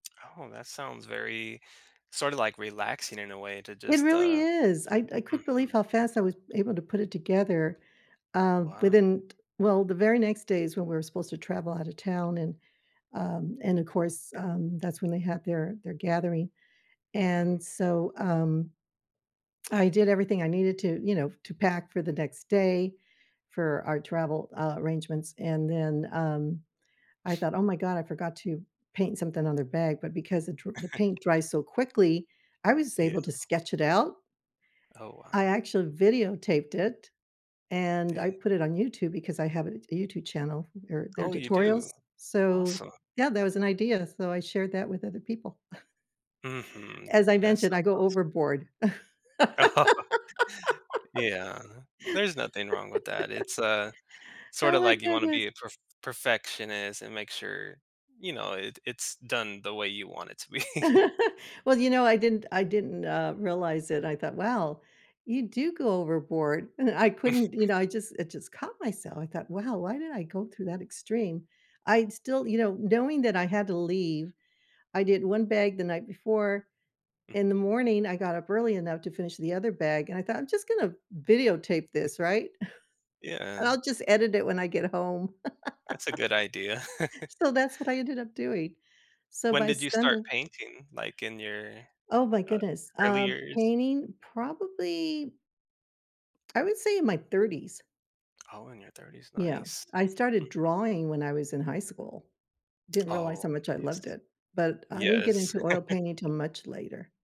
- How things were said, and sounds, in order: tapping; chuckle; chuckle; laughing while speaking: "Oh"; laugh; chuckle; laughing while speaking: "be"; laugh; chuckle; chuckle; chuckle; laugh; other background noise; chuckle
- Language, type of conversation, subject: English, unstructured, What one thing best shows who you are?
- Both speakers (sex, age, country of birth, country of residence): female, 70-74, United States, United States; male, 35-39, United States, United States